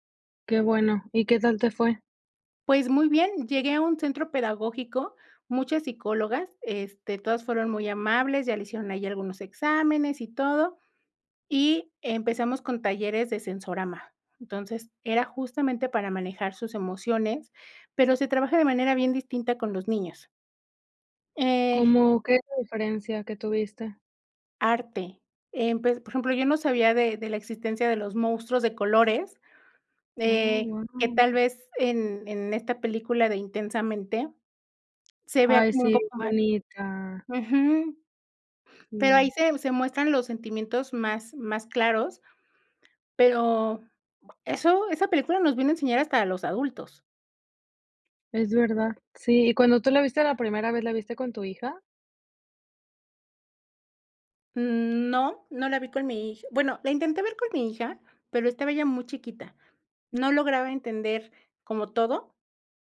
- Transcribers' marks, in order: other background noise
- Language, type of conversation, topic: Spanish, podcast, ¿Cómo conviertes una emoción en algo tangible?